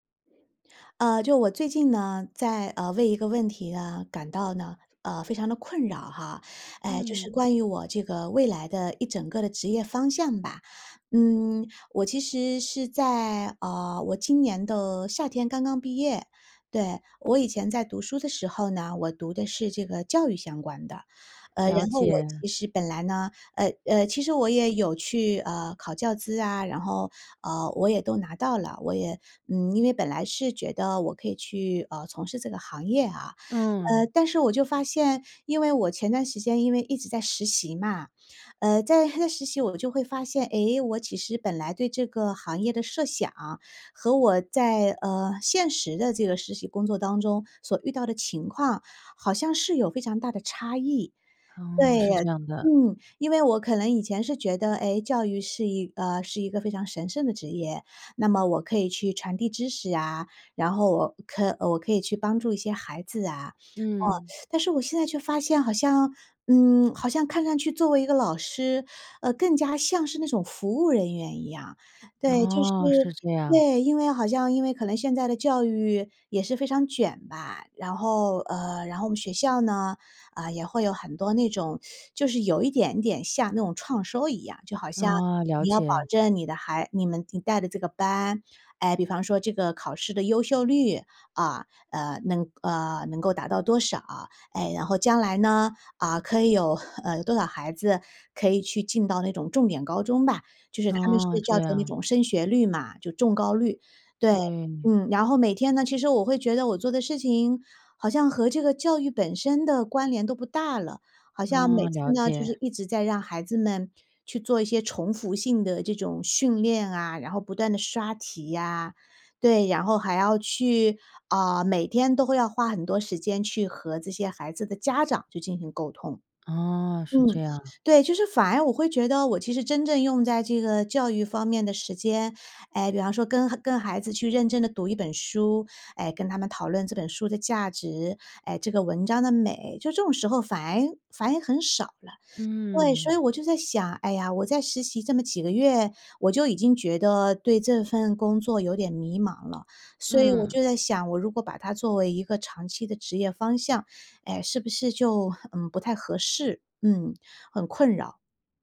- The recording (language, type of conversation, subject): Chinese, advice, 我长期对自己的职业方向感到迷茫，该怎么办？
- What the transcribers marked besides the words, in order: teeth sucking; other background noise